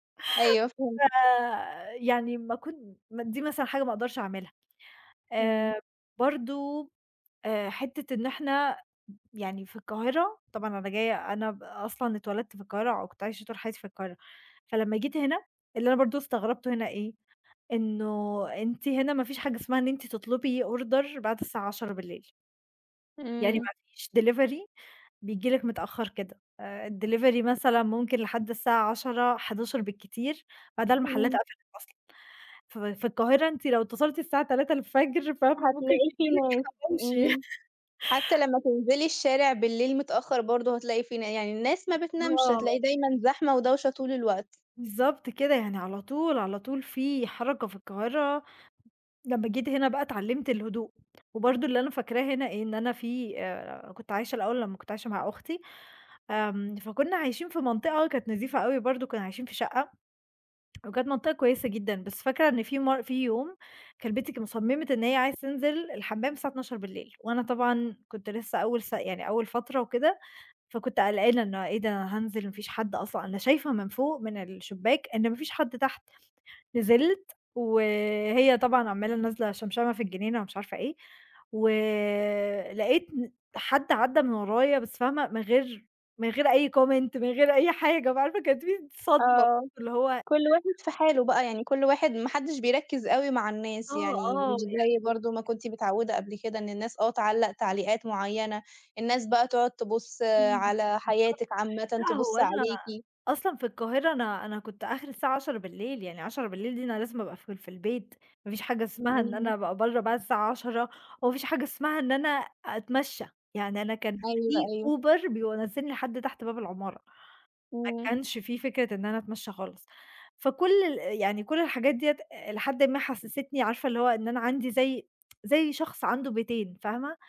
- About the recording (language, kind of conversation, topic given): Arabic, podcast, إزاي الهجرة أو السفر غيّر إحساسك بالجذور؟
- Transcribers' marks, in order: tapping; other noise; in English: "order"; in English: "delivery"; in English: "الdelivery"; laughing while speaking: "ممكن ييجي لِك حواوشي"; in English: "Comment"; laughing while speaking: "من غير أي حاجة بقى عارفة؟"; unintelligible speech; other background noise; tsk